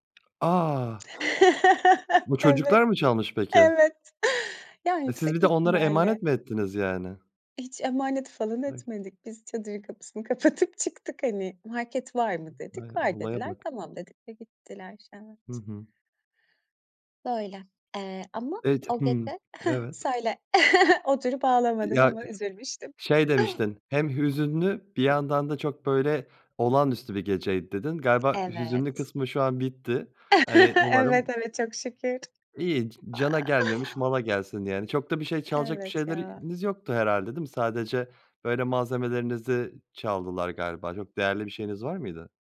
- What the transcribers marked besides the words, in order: other background noise; chuckle; unintelligible speech; other noise; tapping; chuckle; chuckle; chuckle
- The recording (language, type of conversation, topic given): Turkish, podcast, Kamp yaparken başına gelen unutulmaz bir olayı anlatır mısın?